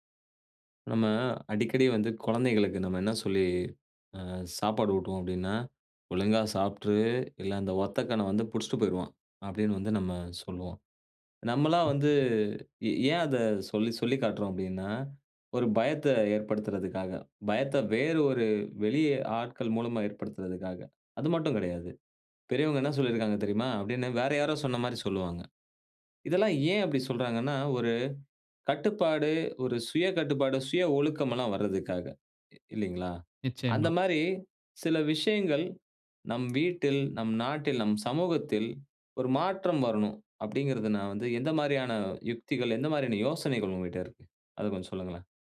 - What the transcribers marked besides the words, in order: unintelligible speech
- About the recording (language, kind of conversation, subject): Tamil, podcast, கதைகள் மூலம் சமூக மாற்றத்தை எவ்வாறு தூண்ட முடியும்?